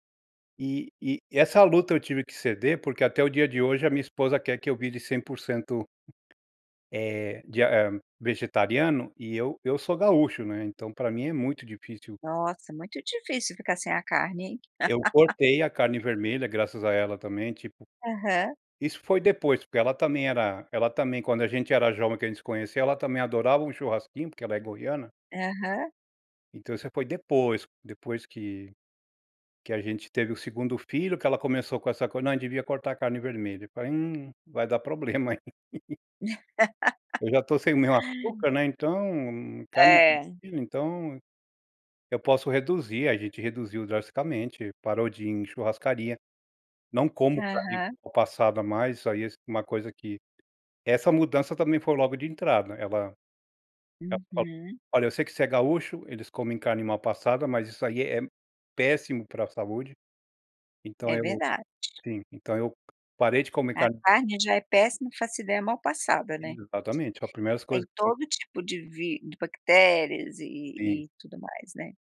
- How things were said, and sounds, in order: tapping; laugh; other noise; chuckle; laugh
- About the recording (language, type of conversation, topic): Portuguese, podcast, Qual pequena mudança teve grande impacto na sua saúde?